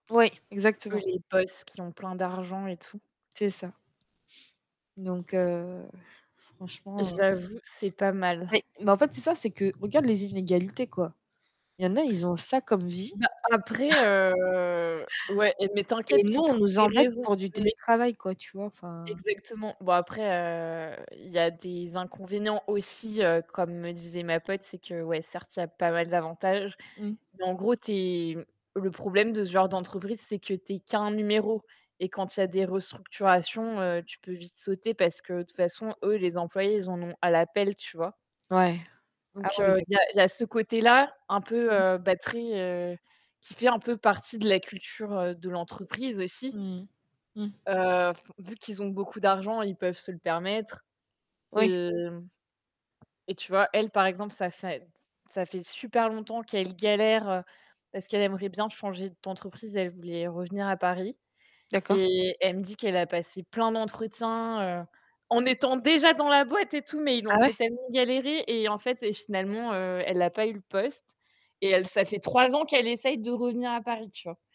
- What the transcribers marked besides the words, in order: static; tapping; distorted speech; other background noise; chuckle
- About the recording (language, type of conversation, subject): French, unstructured, Quels sont les avantages et les inconvénients du télétravail ?